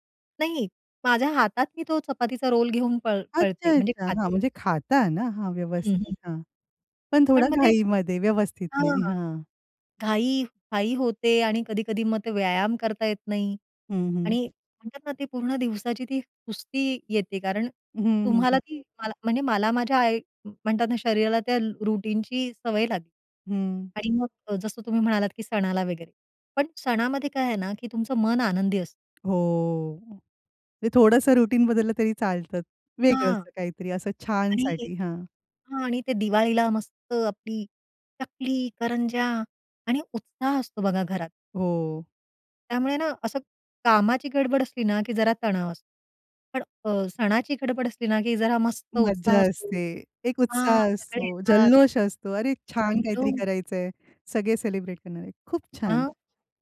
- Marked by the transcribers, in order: in English: "रुटीनची"; tapping; in English: "रुटीन"
- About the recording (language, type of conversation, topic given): Marathi, podcast, सकाळी तुमची दिनचर्या कशी असते?